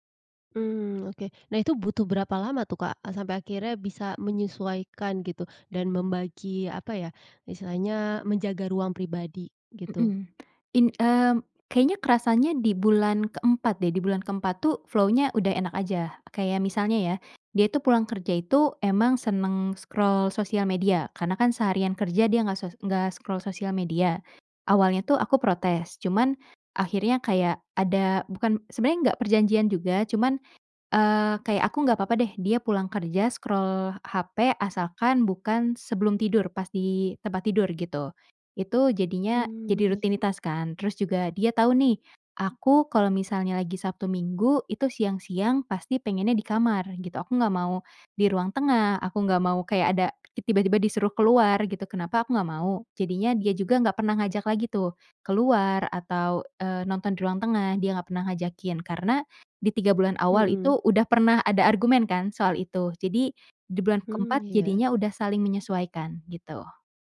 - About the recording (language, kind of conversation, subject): Indonesian, podcast, Apa yang berubah dalam hidupmu setelah menikah?
- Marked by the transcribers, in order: in English: "flow-nya"; in English: "scroll"; in English: "scroll"; in English: "scroll"